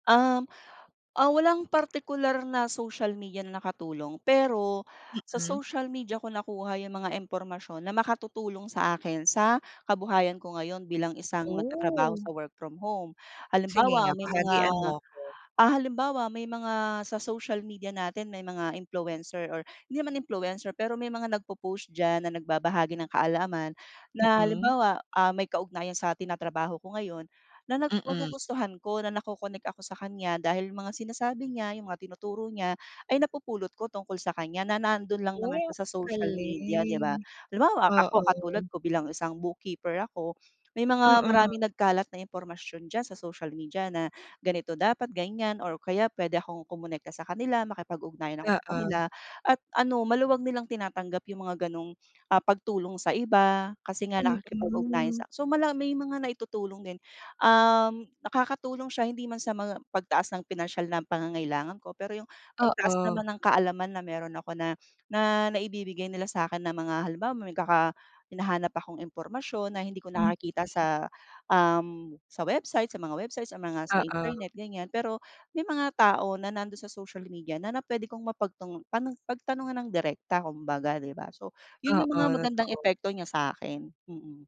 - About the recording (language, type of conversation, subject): Filipino, podcast, Paano nakaapekto sa buhay mo ang midyang panlipunan, sa totoo lang?
- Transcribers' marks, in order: other background noise